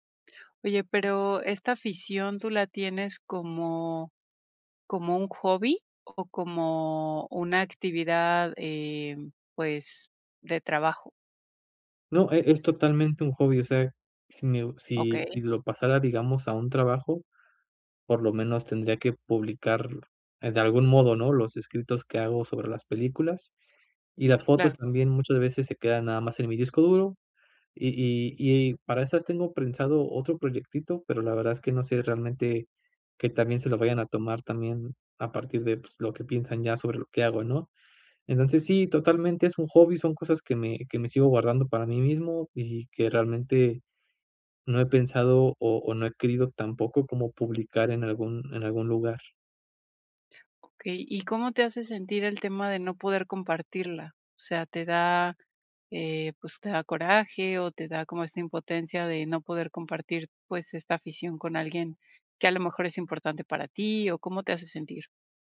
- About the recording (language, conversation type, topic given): Spanish, advice, ¿Por qué ocultas tus aficiones por miedo al juicio de los demás?
- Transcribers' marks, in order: none